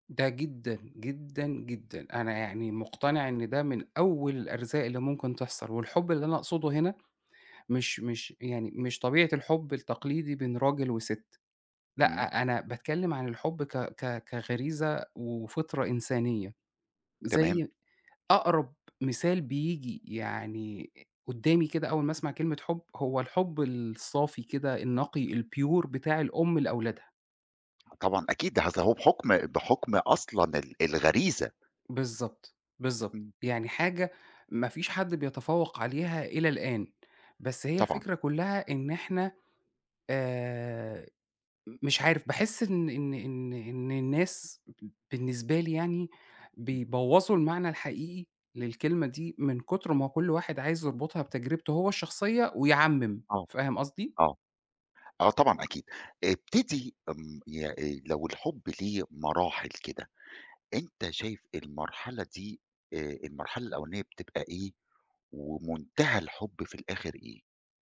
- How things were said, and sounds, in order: tapping; in English: "الpure"
- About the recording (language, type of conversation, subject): Arabic, podcast, إزاي بتعرف إن ده حب حقيقي؟